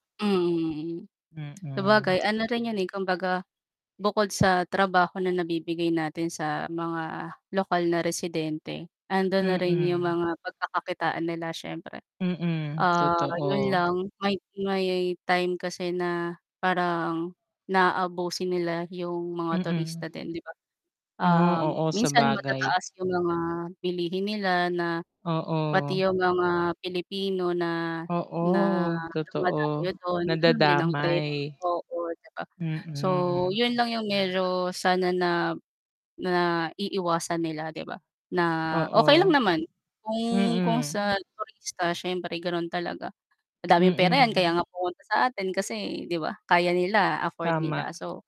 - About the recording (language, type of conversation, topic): Filipino, unstructured, Ano ang palagay mo sa sobrang dami ng mga turistang pumupunta sa isang lugar?
- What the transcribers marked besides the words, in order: tapping; static; lip smack; distorted speech; "na-aabuso" said as "naabusi"; other background noise